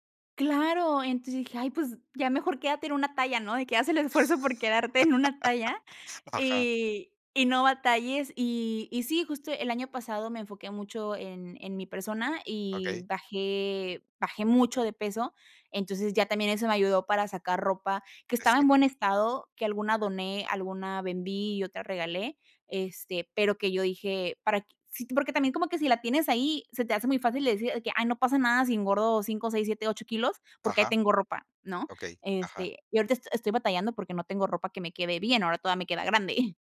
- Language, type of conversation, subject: Spanish, podcast, ¿Cómo haces para no acumular objetos innecesarios?
- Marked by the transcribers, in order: laugh; laughing while speaking: "haz el esfuerzo por quedarte en"; chuckle